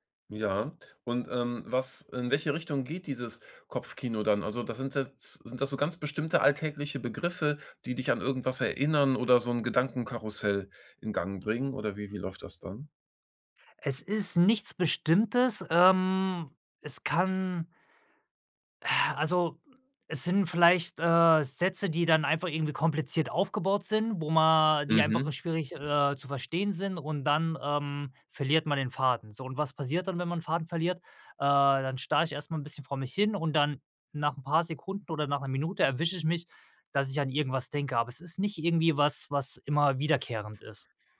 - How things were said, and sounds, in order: other background noise
- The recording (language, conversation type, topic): German, podcast, Woran merkst du, dass dich zu viele Informationen überfordern?